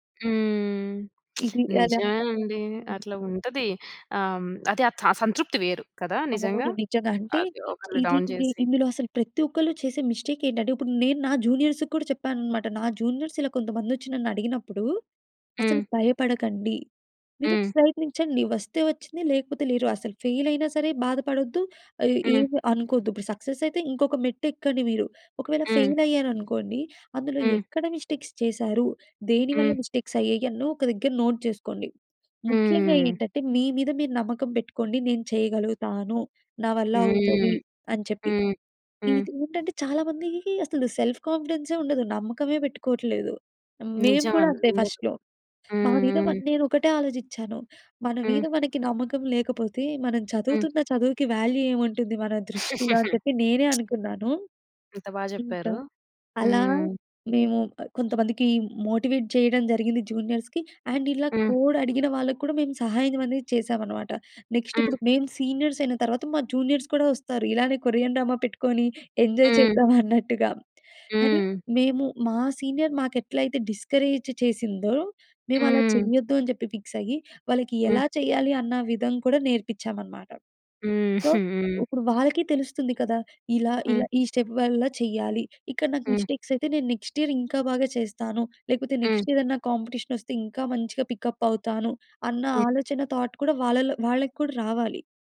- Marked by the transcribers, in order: lip smack; other background noise; in English: "డౌన్"; in English: "మిస్టేక్"; in English: "జూనియర్స్‌కి"; in English: "జూనియర్స్"; in English: "ఫెయిల్"; in English: "సక్సెస్"; in English: "ఫెయిల్"; in English: "మిస్టేక్స్"; in English: "మిస్టేక్స్"; in English: "నోట్"; in English: "సెల్ఫ్ కాన్ఫిడెన్సే"; in English: "ఫస్ట్‌లో"; in English: "వాల్యూ"; laugh; lip smack; in English: "మోటివేట్"; in English: "జూనియర్స్‌కి. అండ్"; in English: "కోడ్"; in English: "సీనియర్స్"; in English: "జూనియర్స్"; in English: "కొరియన్ డ్రామా"; in English: "ఎంజాయ్"; in English: "సీనియర్"; in English: "డిస్కరేజ్"; in English: "ఫిక్స్"; in English: "సో"; in English: "స్టెప్"; in English: "మిస్టేక్స్"; in English: "నెక్స్ట్ ఇయర్"; in English: "నెక్స్ట్"; in English: "పికప్"; in English: "థాట్"
- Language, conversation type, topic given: Telugu, podcast, ఒక ప్రాజెక్టు విఫలమైన తర్వాత పాఠాలు తెలుసుకోడానికి మొదట మీరు ఏం చేస్తారు?